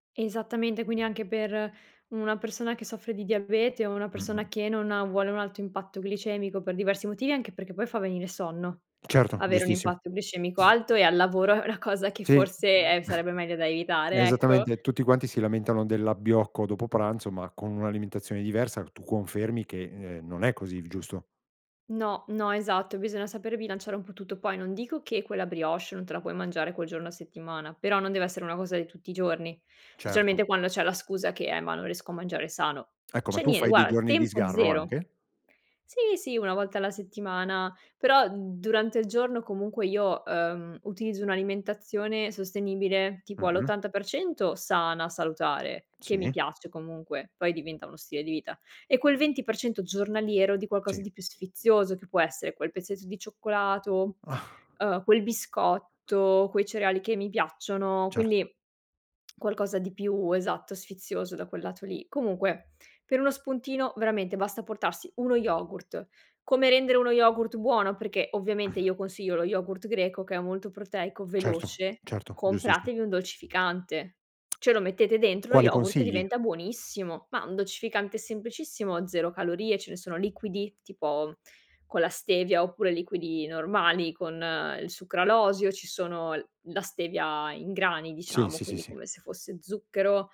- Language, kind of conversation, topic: Italian, podcast, Hai qualche trucco per mangiare sano anche quando hai poco tempo?
- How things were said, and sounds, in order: other background noise; other noise; chuckle; "guarda" said as "guara"; laughing while speaking: "Ah"; tsk